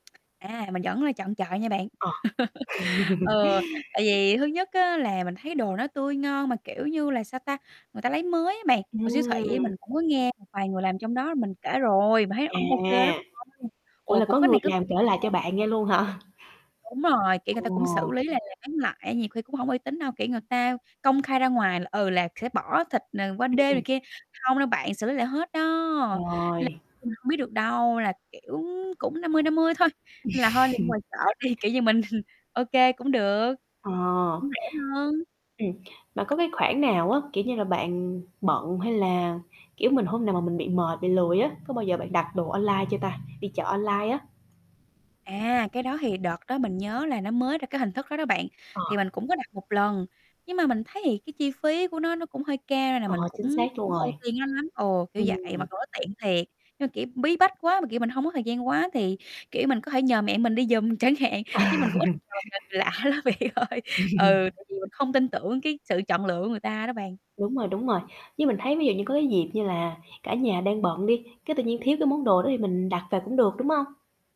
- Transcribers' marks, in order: tapping; distorted speech; static; chuckle; other background noise; chuckle; laughing while speaking: "hả?"; chuckle; laughing while speaking: "mình"; other street noise; laughing while speaking: "chẳng hạn"; laugh; laughing while speaking: "lắm bạn ơi"; laughing while speaking: "Ừm"
- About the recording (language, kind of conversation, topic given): Vietnamese, podcast, Bí quyết của bạn để mua thực phẩm tươi ngon là gì?